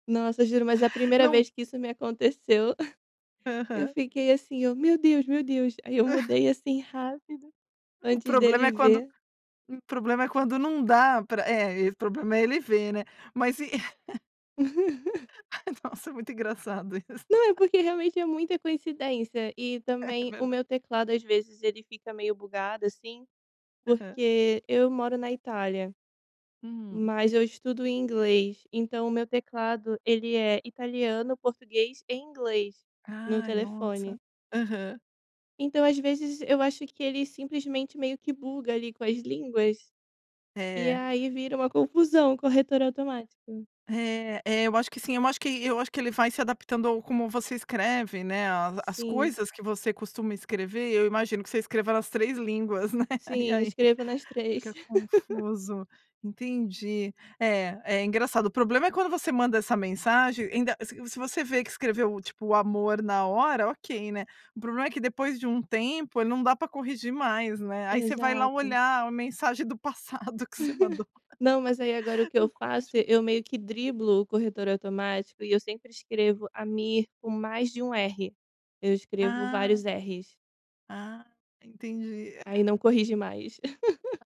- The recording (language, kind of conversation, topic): Portuguese, podcast, Como você decide entre mandar áudio ou escrever texto?
- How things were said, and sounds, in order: chuckle; laugh; chuckle; laugh; laughing while speaking: "Nossa, muito engraçado isso"; laughing while speaking: "Não, é porque realmente é muita coincidência"; laughing while speaking: "É verda"; laughing while speaking: "né"; laugh; laughing while speaking: "olhar a mensagem do passado que você mandou no"; chuckle; unintelligible speech; laugh